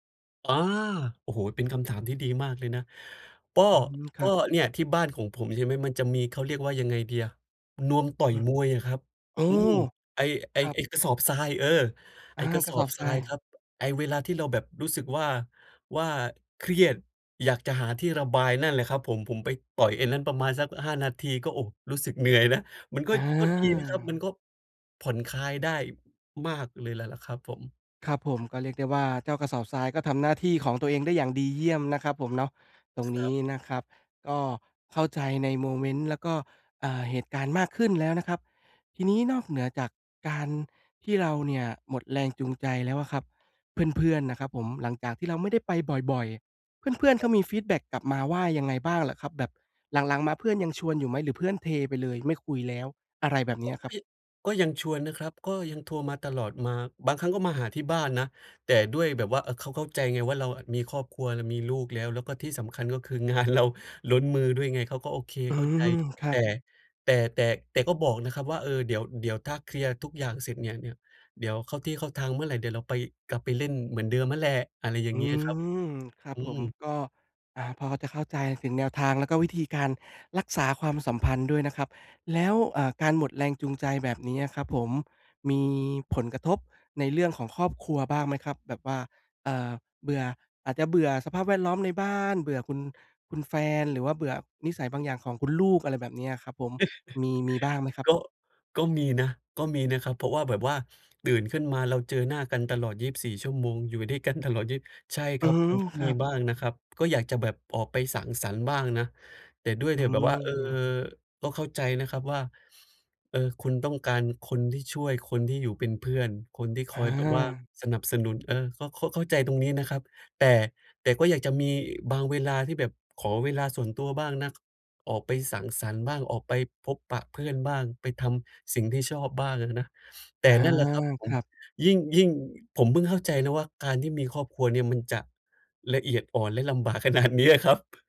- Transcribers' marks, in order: other noise; laughing while speaking: "เรา"; other background noise; chuckle; sniff; laughing while speaking: "ขนาดเนี้ยอะครับ"
- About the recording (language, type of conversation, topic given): Thai, advice, ควรทำอย่างไรเมื่อหมดแรงจูงใจในการทำสิ่งที่ชอบ?